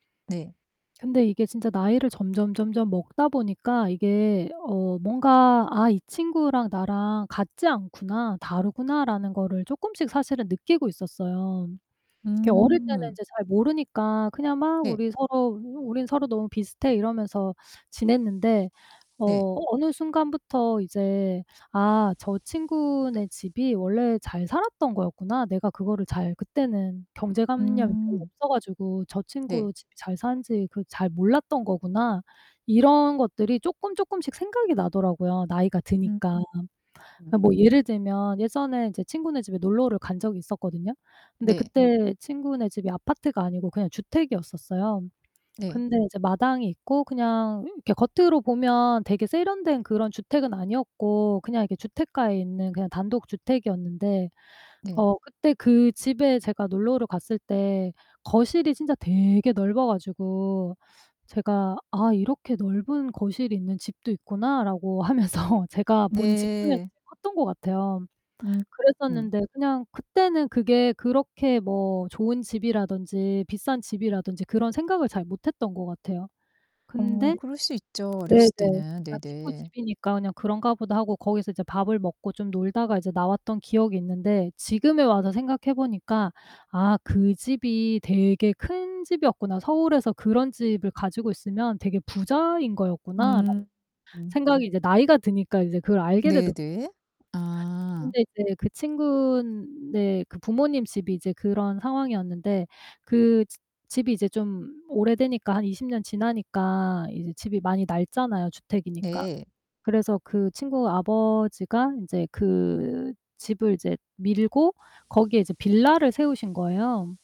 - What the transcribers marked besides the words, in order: distorted speech; static; other background noise; tapping; laughing while speaking: "하면서"; unintelligible speech
- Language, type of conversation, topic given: Korean, advice, 친구의 성공을 보며 질투가 나고 자존감이 흔들릴 때 어떻게 하면 좋을까요?